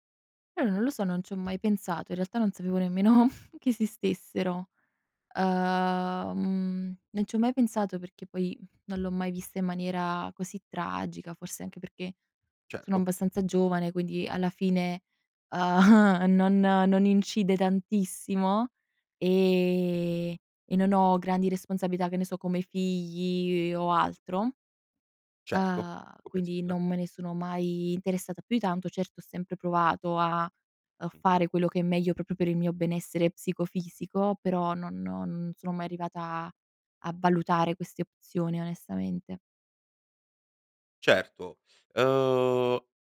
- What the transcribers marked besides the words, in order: other background noise; laughing while speaking: "nemmeno"; laughing while speaking: "uhm"; "proprio" said as "propio"
- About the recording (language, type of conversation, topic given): Italian, podcast, Che ruolo ha il sonno nella tua crescita personale?